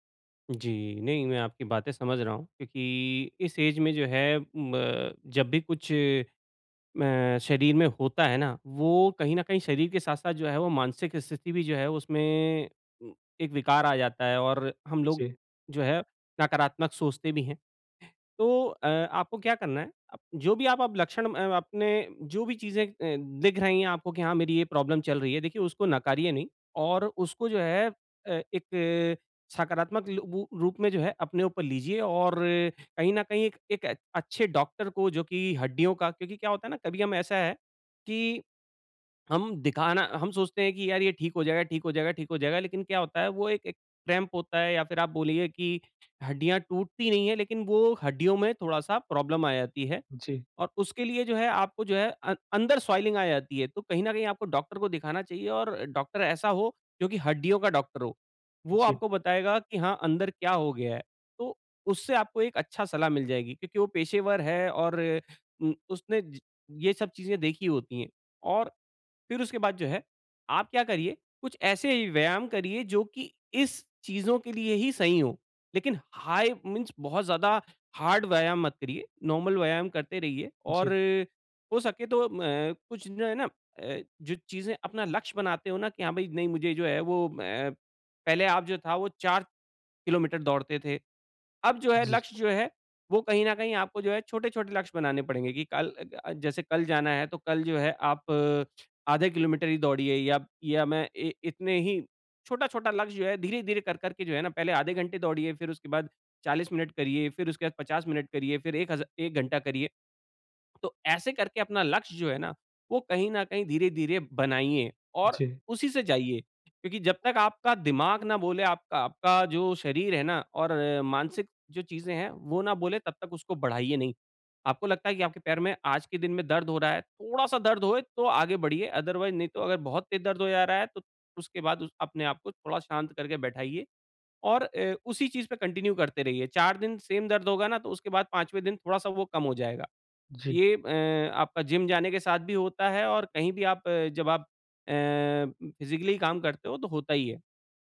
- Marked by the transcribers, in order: in English: "एज"; in English: "प्रॉब्लम"; other background noise; in English: "क्रैम्प"; in English: "प्रॉब्लम"; in English: "स्वेलिंग"; in English: "हाई मीन्स"; in English: "हार्ड"; in English: "नॉर्मल"; in English: "अदरवाइज"; in English: "कंटिन्यू"; in English: "सेम"; in English: "फिज़िकली"
- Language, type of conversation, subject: Hindi, advice, चोट के बाद मानसिक स्वास्थ्य को संभालते हुए व्यायाम के लिए प्रेरित कैसे रहें?